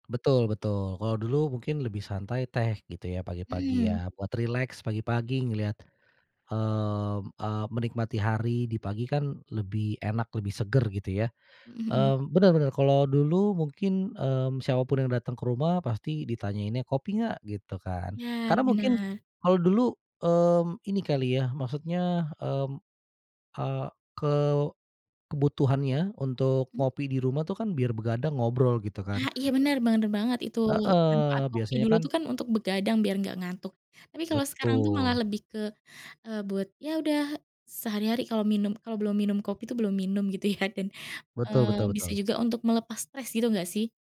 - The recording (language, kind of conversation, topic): Indonesian, podcast, Bagaimana kebiasaan ngopi atau minum teh sambil mengobrol di rumahmu?
- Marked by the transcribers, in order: other background noise